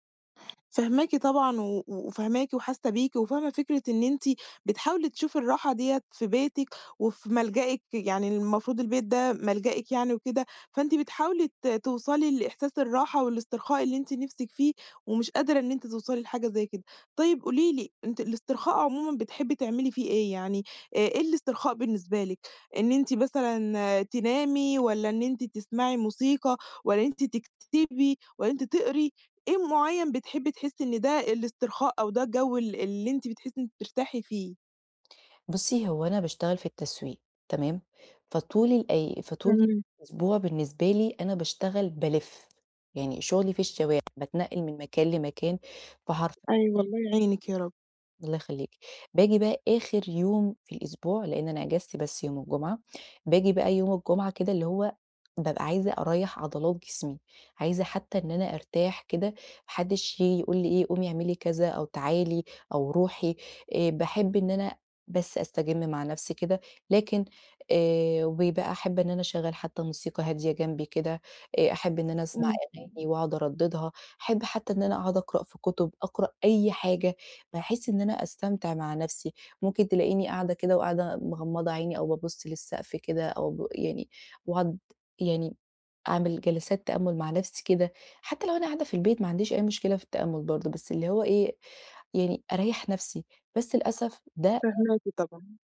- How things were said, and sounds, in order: tapping; unintelligible speech; unintelligible speech; unintelligible speech
- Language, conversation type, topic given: Arabic, advice, ليه مش بعرف أسترخي وأستمتع بالمزيكا والكتب في البيت، وإزاي أبدأ؟